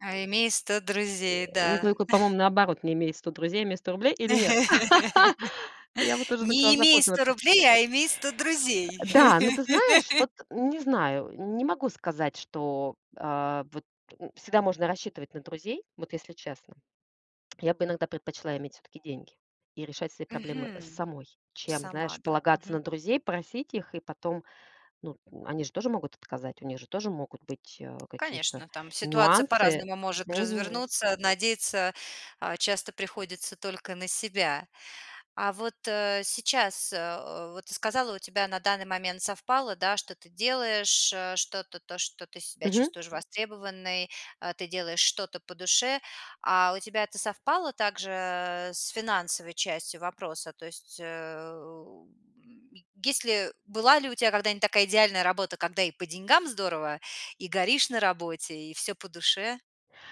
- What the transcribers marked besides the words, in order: tapping; chuckle; laugh; joyful: "Не имей сто рублей, а имей сто друзей"; laugh; laugh; other background noise
- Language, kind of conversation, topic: Russian, podcast, Что для тебя важнее: деньги или смысл работы?